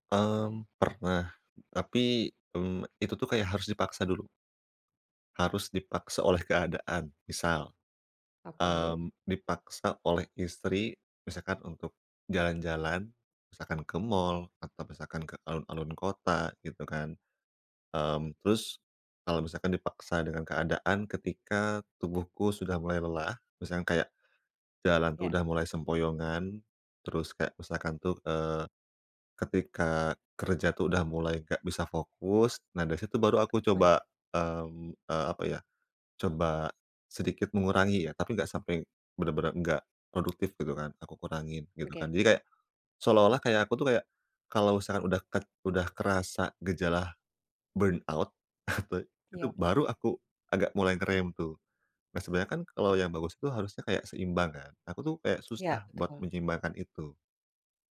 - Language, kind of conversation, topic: Indonesian, advice, Bagaimana cara belajar bersantai tanpa merasa bersalah dan tanpa terpaku pada tuntutan untuk selalu produktif?
- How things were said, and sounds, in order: tapping; in English: "burnout"; chuckle; other background noise